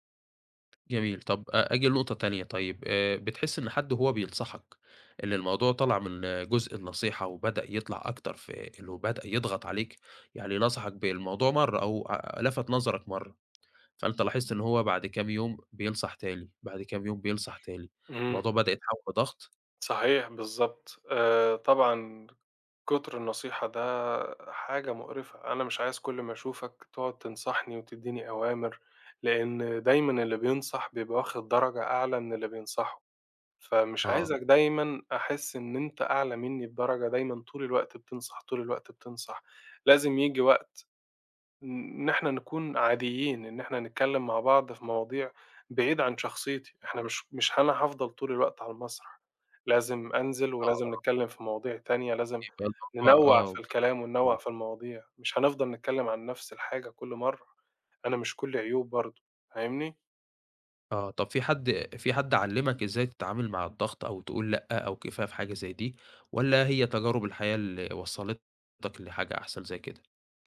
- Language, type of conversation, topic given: Arabic, podcast, إزاي بتتعامل مع ضغط توقعات الناس منك؟
- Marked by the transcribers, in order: tapping